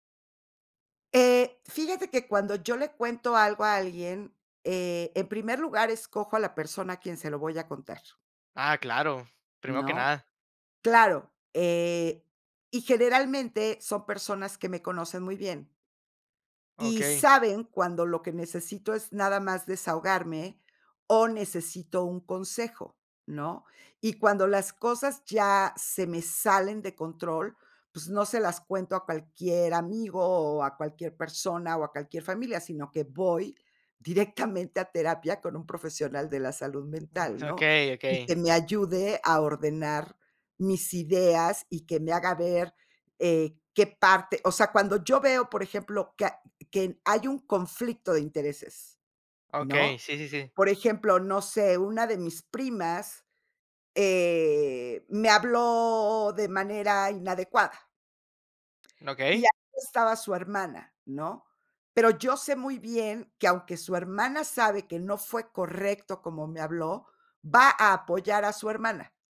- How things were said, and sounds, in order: chuckle; chuckle
- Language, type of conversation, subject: Spanish, podcast, ¿Qué haces para que alguien se sienta entendido?